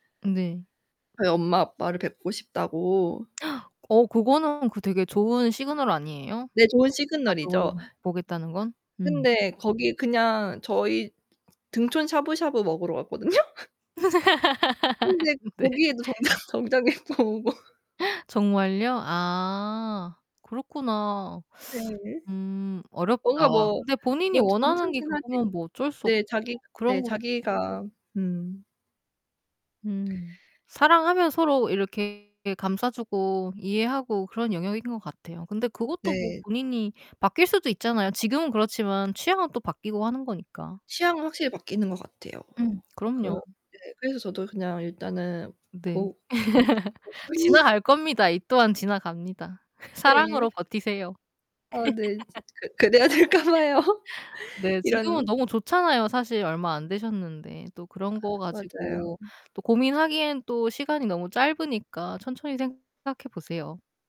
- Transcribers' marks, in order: other background noise; gasp; distorted speech; tapping; laughing while speaking: "갔거든요"; laugh; laughing while speaking: "응 네"; laughing while speaking: "정장, 정장 입고 오고"; gasp; laugh; laughing while speaking: "보고 있는"; laugh; laughing while speaking: "그 그래야 될까 봐요"
- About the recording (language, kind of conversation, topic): Korean, unstructured, 연애에서 가장 중요한 가치는 무엇이라고 생각하시나요?